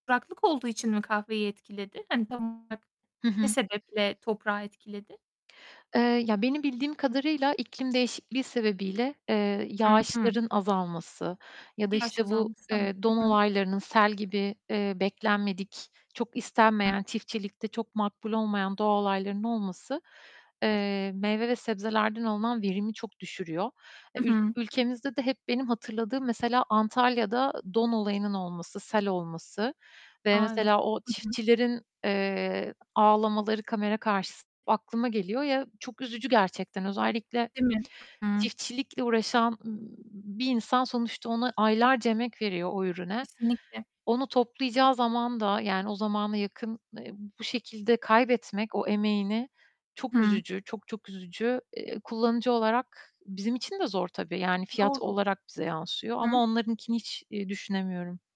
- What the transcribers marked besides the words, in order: distorted speech; other background noise; mechanical hum; unintelligible speech; static
- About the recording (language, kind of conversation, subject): Turkish, podcast, İklim değişikliği günlük hayatımızı nasıl etkiliyor?